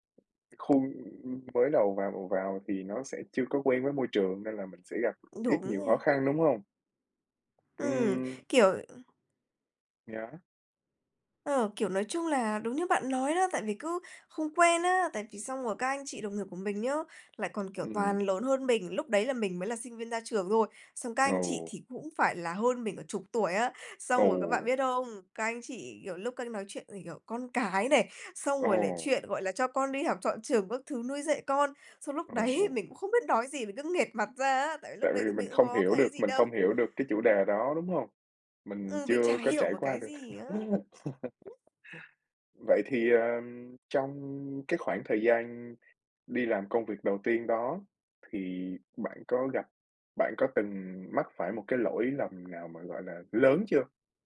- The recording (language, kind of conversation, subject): Vietnamese, podcast, Kinh nghiệm đi làm lần đầu của bạn như thế nào?
- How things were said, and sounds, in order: tapping; other background noise; laughing while speaking: "đấy"; laugh